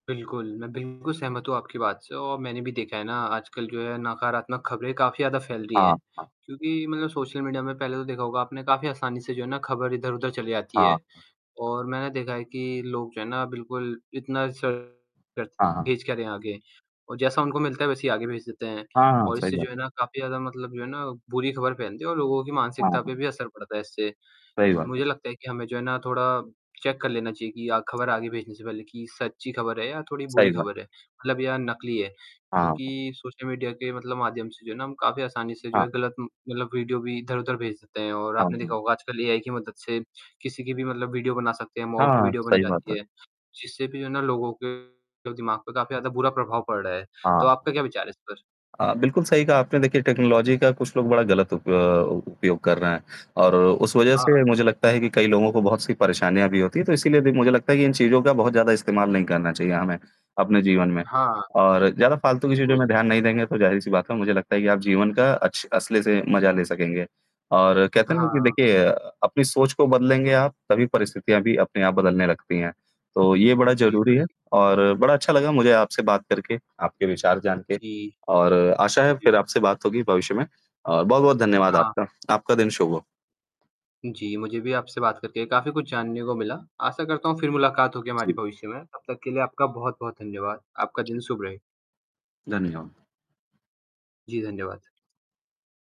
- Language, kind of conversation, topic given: Hindi, unstructured, जब सब कुछ बहुत भारी लगने लगे, तो आप तनाव से कैसे निपटते हैं?
- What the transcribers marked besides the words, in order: distorted speech; static; unintelligible speech; in English: "चेक"; in English: "एआई"; in English: "मॉर्फ्ड वीडियो"; mechanical hum; in English: "टेक्नोलॉज़ी"